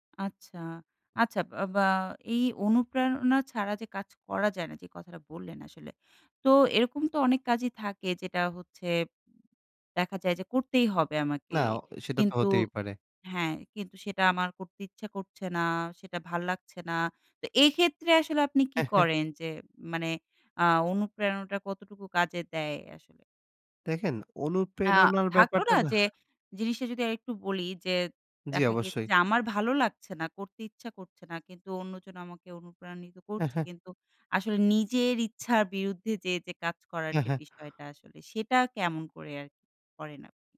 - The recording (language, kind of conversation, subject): Bengali, podcast, তুমি কীভাবে জীবনে নতুন উদ্দেশ্য খুঁজে পাও?
- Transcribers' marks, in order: laughing while speaking: "হ্যাঁ, হ্যাঁ"